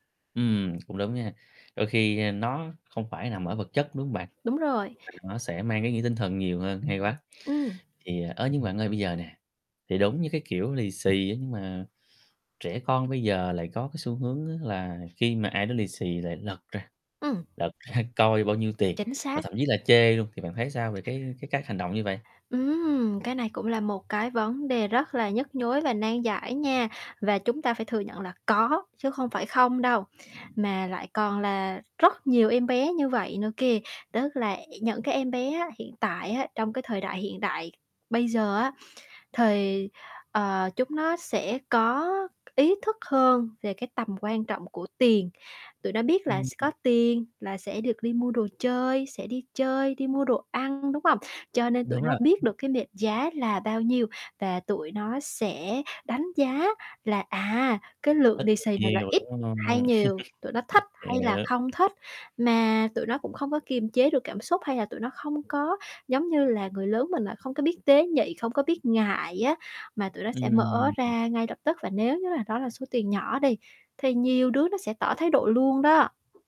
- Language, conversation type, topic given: Vietnamese, podcast, Trong dịp Tết, gia đình bạn thường thực hiện những nghi thức nào?
- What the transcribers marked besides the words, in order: static; distorted speech; other background noise; laughing while speaking: "ra"; tapping; chuckle